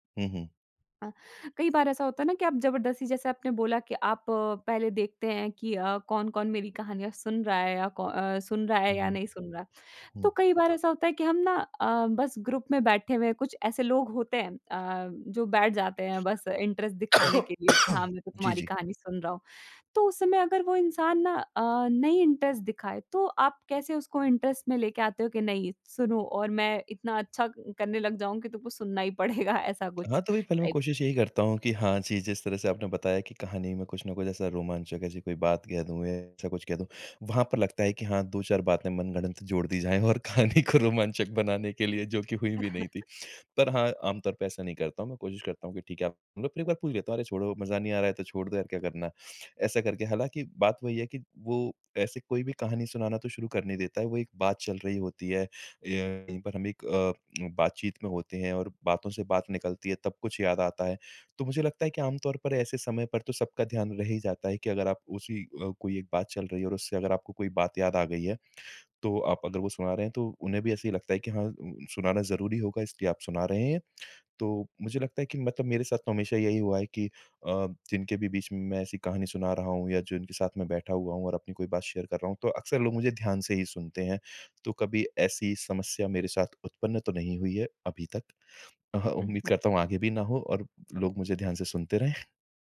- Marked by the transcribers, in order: in English: "ग्रुप"; other background noise; cough; in English: "इंटरेस्ट"; in English: "इंटरेस्ट"; in English: "इंटरेस्ट"; laughing while speaking: "पड़ेगा"; in English: "टाइप्स"; laughing while speaking: "कहानी को रोमांचक बनाने के लिए जो कि हुई भी नहीं थी"; chuckle; tapping; in English: "शेयर"; laughing while speaking: "रहें"
- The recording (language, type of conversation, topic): Hindi, podcast, यादगार घटना सुनाने की शुरुआत आप कैसे करते हैं?